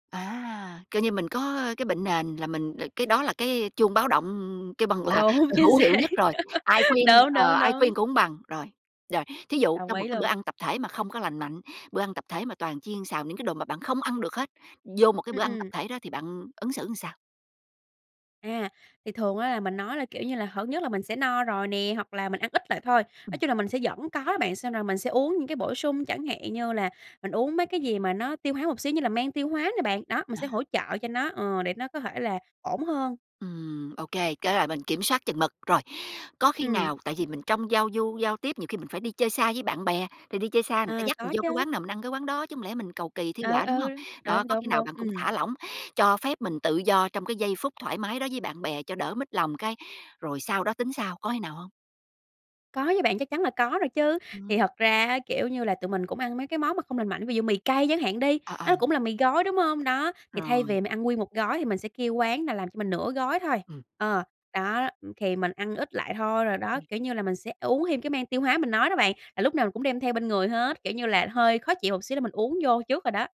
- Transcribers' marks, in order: other background noise; laughing while speaking: "xác"; laugh; tapping
- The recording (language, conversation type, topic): Vietnamese, podcast, Bạn giữ thói quen ăn uống lành mạnh bằng cách nào?